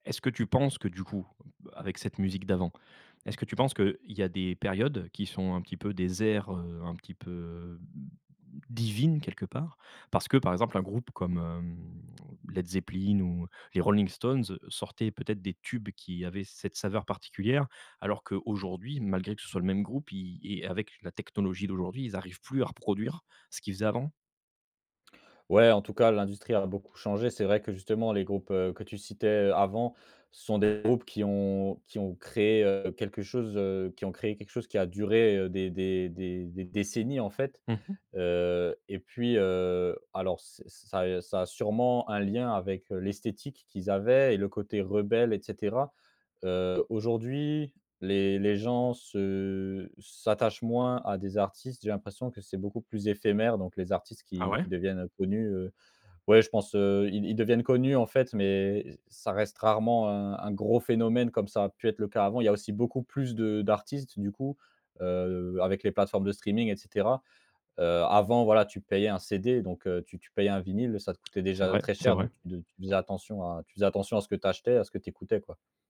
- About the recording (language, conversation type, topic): French, podcast, Comment la musique a-t-elle marqué ton identité ?
- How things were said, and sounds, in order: stressed: "divines"; other background noise; stressed: "décennies"; in English: "streaming"